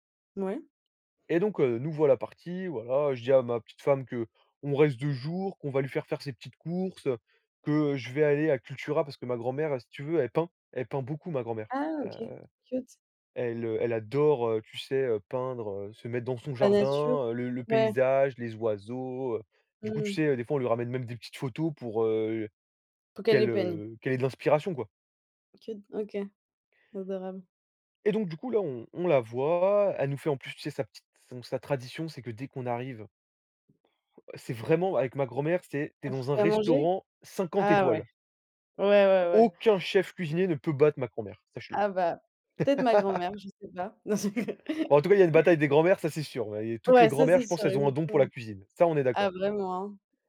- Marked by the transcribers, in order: in English: "Cute"; in English: "Cute"; laugh; other noise; laughing while speaking: "Non je rigole"; chuckle
- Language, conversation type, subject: French, podcast, Peux-tu me raconter une fois où tu t’es perdu(e) ?